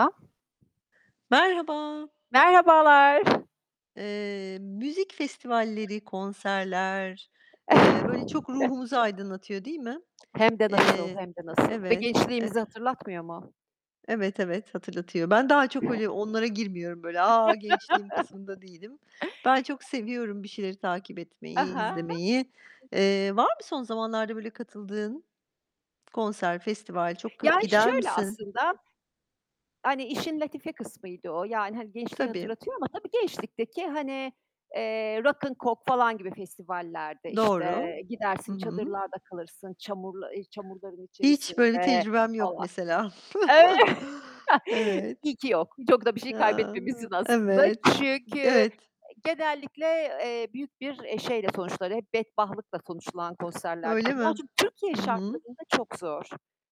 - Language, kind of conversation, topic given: Turkish, unstructured, Müzik festivalleri neden bu kadar seviliyor?
- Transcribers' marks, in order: unintelligible speech; joyful: "Merhaba"; joyful: "Merhabalar"; other background noise; chuckle; distorted speech; laugh; mechanical hum; other noise; unintelligible speech; laughing while speaking: "Öy"; chuckle